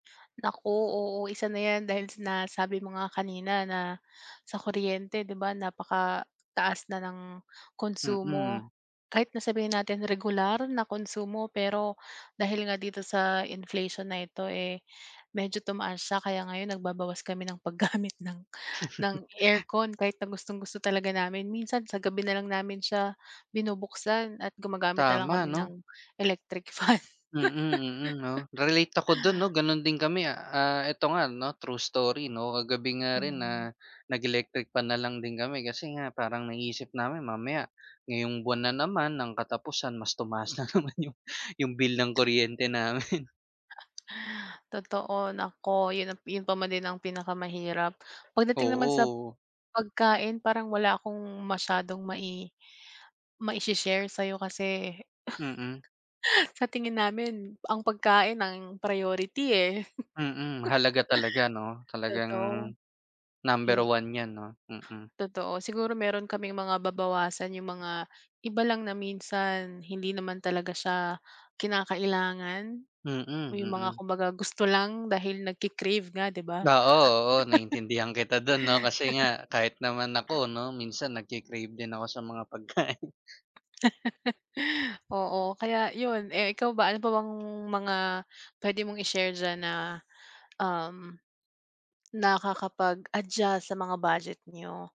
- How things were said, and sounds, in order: tapping; laughing while speaking: "paggamit"; laugh; laugh; laughing while speaking: "mas tumaas na naman"; laughing while speaking: "namin"; laugh; laugh; laugh; laughing while speaking: "pagkain"; laugh
- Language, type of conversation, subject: Filipino, unstructured, Ano ang epekto ng implasyon sa pang-araw-araw na gastusin?